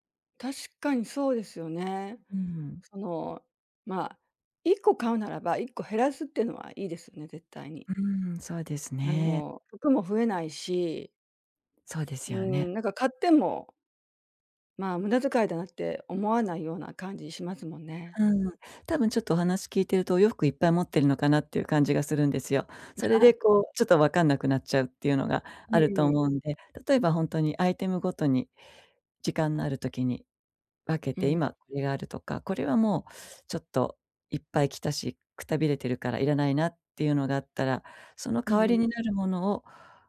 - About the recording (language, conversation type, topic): Japanese, advice, 買い物で一時的な幸福感を求めてしまう衝動買いを減らすにはどうすればいいですか？
- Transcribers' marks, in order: other background noise